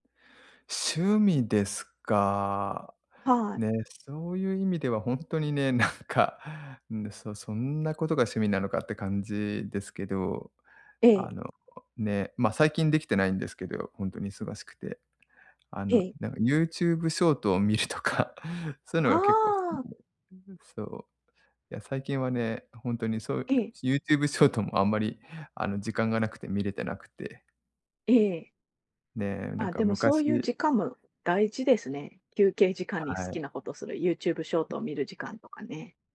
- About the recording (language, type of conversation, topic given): Japanese, advice, 疲れやすく意欲が湧かないとき、習慣を続けるにはどうすればいいですか？
- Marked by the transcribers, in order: tapping; other noise